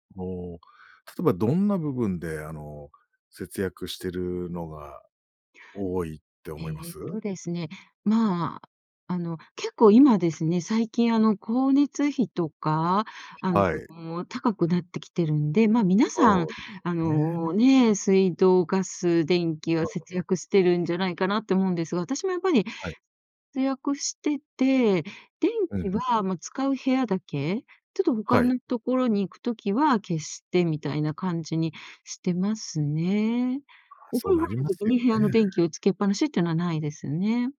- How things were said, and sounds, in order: none
- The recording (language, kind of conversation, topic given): Japanese, podcast, 今のうちに節約する派？それとも今楽しむ派？